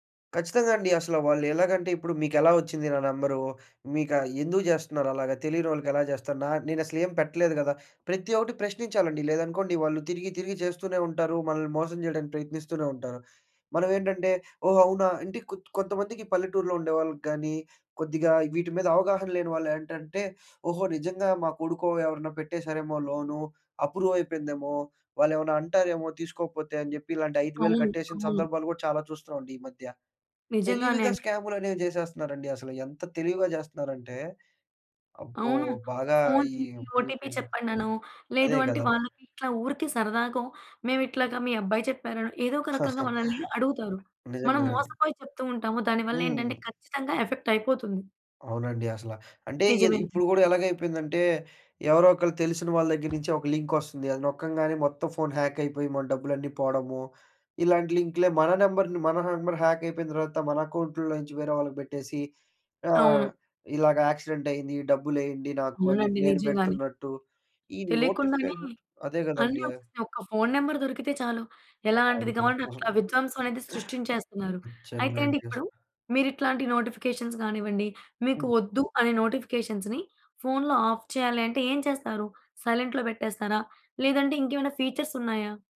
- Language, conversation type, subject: Telugu, podcast, ఆన్‌లైన్ నోటిఫికేషన్లు మీ దినచర్యను ఎలా మార్చుతాయి?
- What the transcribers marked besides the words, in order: in English: "అప్రూవ్"; in English: "ఓటీపీ"; chuckle; in English: "ఎఫెక్ట్"; in English: "లింక్"; in English: "ఫోన్ హ్యాక్"; in English: "నంబర్‌ని"; in English: "నంబర్ హ్యాక్"; in English: "అకౌంట్‌లో"; in English: "యాక్సిడెంట్"; in English: "నోటిఫికేషన్"; in English: "ఫోన్ నంబర్"; unintelligible speech; in English: "నోటిఫికేషన్స్"; in English: "నోటిఫికేషన్స్‌ని ఫోన్‌లో ఆఫ్"; in English: "సైలెంట్‌లో"; in English: "ఫీచర్స్"